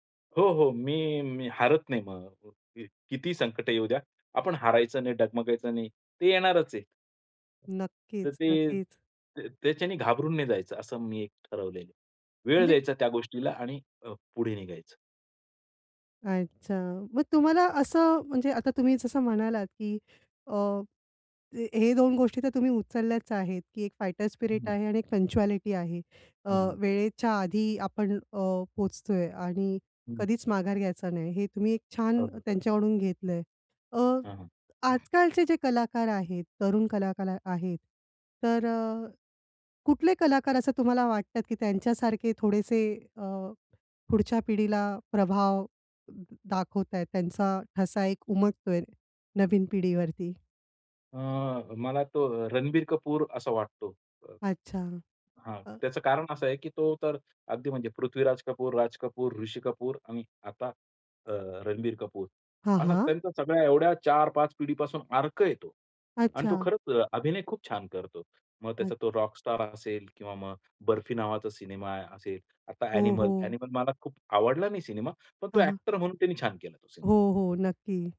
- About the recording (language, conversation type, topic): Marathi, podcast, तुझ्यावर सर्वाधिक प्रभाव टाकणारा कलाकार कोण आहे?
- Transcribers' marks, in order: other background noise; tapping; in English: "फायटर स्पिरिट"; in English: "पंक्चुअलिटी"